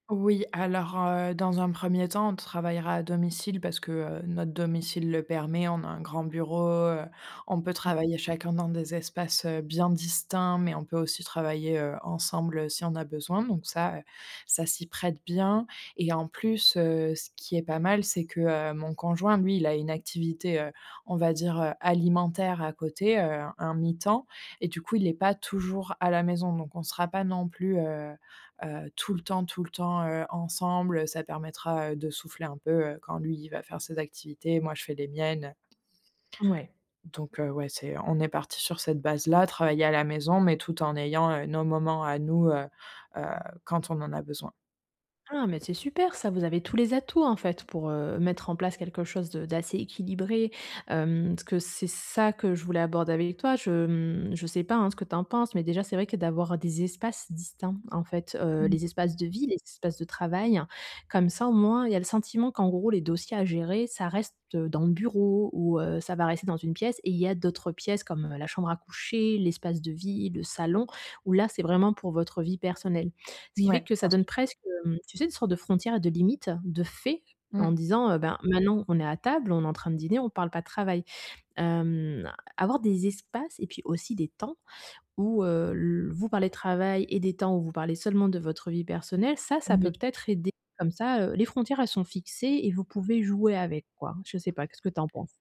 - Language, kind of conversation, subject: French, advice, Comment puis-je mieux séparer mon travail de ma vie personnelle pour me sentir moins stressé ?
- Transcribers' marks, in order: other background noise; stressed: "fait"; stressed: "temps"